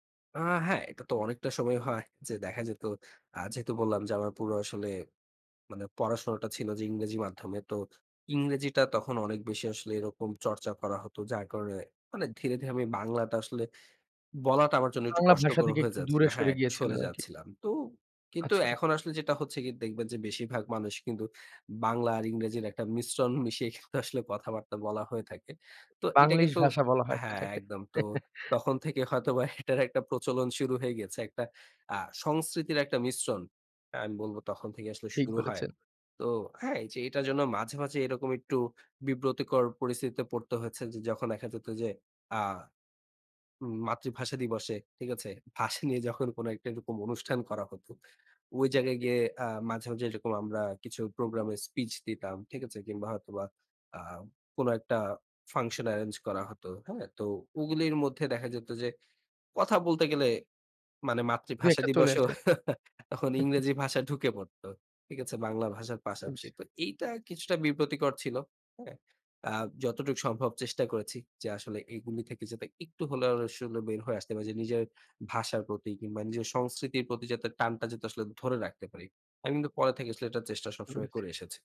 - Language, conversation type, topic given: Bengali, podcast, দুই বা ততোধিক ভাষায় বড় হওয়ার অভিজ্ঞতা কেমন?
- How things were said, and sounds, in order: other background noise; laughing while speaking: "মিশ্রণ মিশিয়ে"; chuckle; laughing while speaking: "হয়তোবা এটার একটা"; "বিব্রতকর" said as "বিব্রতিকর"; laughing while speaking: "দিবসেও"; chuckle; "বিব্রতকর" said as "বিপ্রতিকর"; unintelligible speech